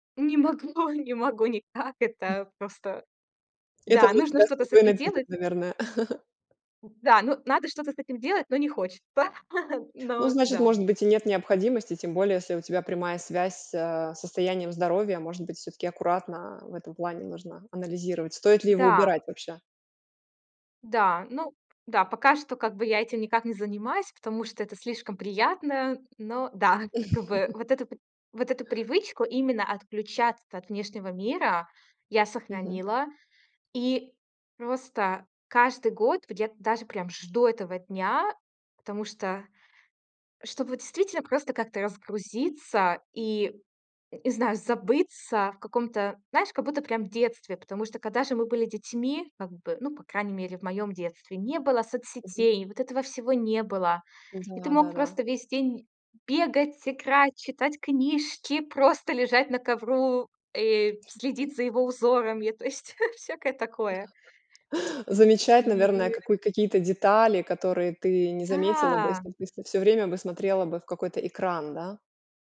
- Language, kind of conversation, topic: Russian, podcast, Что для тебя значит цифровой детокс и как его провести?
- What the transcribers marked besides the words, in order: laughing while speaking: "Не могу не могу никак"; tapping; chuckle; other noise; laughing while speaking: "хочется"; chuckle; chuckle; chuckle; laughing while speaking: "То есть"; chuckle